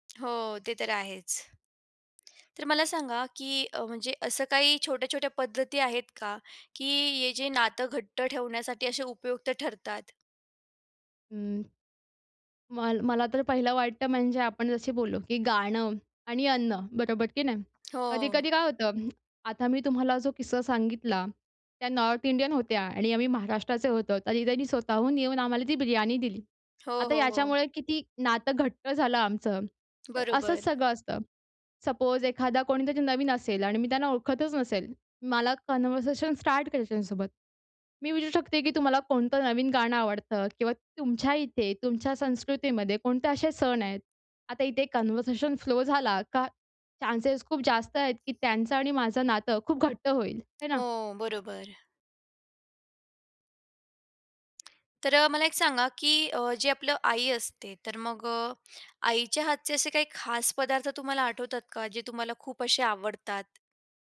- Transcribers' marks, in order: lip smack; in English: "नॉर्थ"; in English: "सपोज"; in English: "कन्व्हर्सेशन स्टार्ट"; in English: "कन्व्हर्शन फ्लो"; in English: "चानसेस"; tapping
- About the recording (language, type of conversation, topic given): Marathi, podcast, गाणं, अन्न किंवा सणांमुळे नाती कशी घट्ट होतात, सांगशील का?